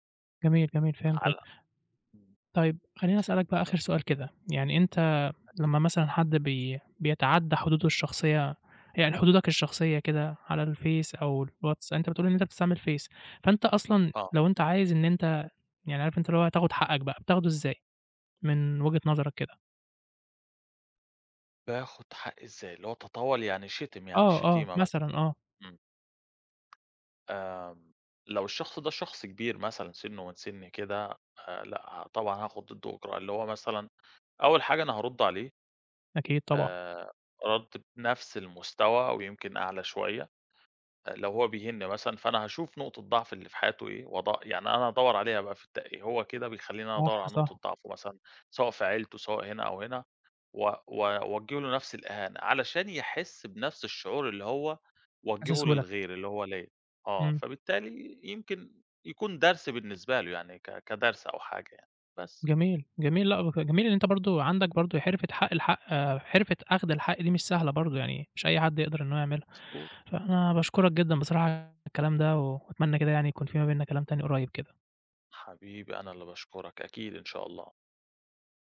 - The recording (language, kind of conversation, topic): Arabic, podcast, إزاي بتتعامل مع التعليقات السلبية على الإنترنت؟
- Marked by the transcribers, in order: tapping; unintelligible speech; unintelligible speech